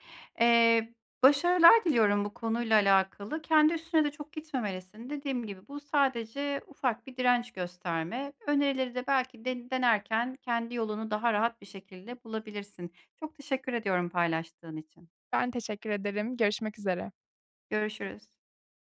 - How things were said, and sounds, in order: other background noise; tapping; other noise
- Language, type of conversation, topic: Turkish, advice, Sürekli dikkatimin dağılmasını azaltıp düzenli çalışma blokları oluşturarak nasıl daha iyi odaklanabilirim?